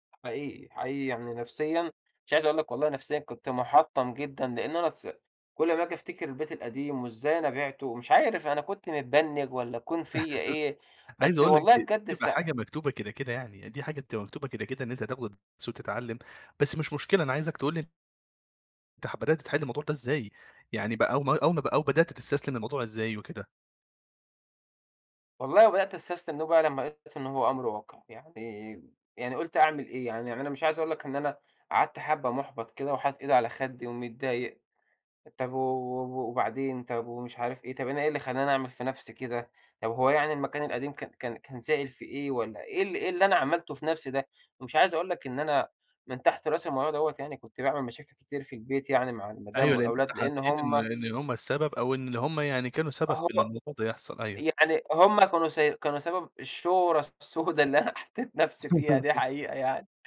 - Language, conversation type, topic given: Arabic, podcast, إيه أهم نصيحة تديها لحد بينقل يعيش في مدينة جديدة؟
- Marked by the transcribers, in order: chuckle; chuckle